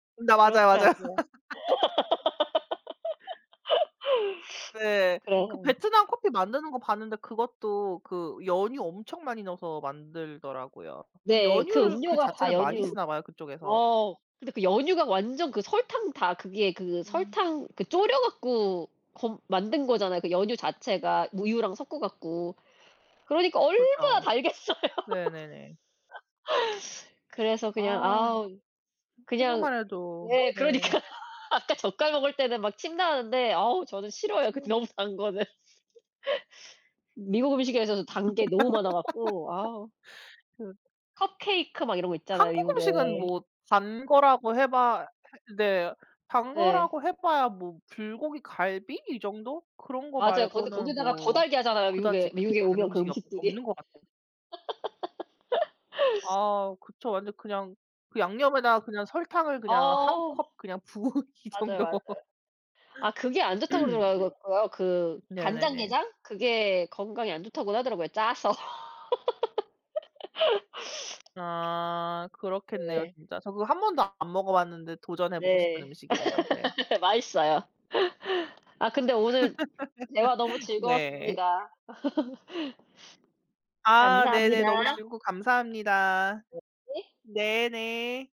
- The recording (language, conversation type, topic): Korean, unstructured, 단맛과 짠맛 중 어떤 맛을 더 좋아하시나요?
- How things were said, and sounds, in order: other background noise; laughing while speaking: "맞아요"; laugh; sniff; tapping; laughing while speaking: "달겠어요"; laugh; laughing while speaking: "그러니까요. 아까"; laughing while speaking: "그 너무 단 거는"; laugh; laugh; laugh; laughing while speaking: "부은 이 정도"; laugh; throat clearing; laughing while speaking: "짜서"; laugh; sniff; laugh; laugh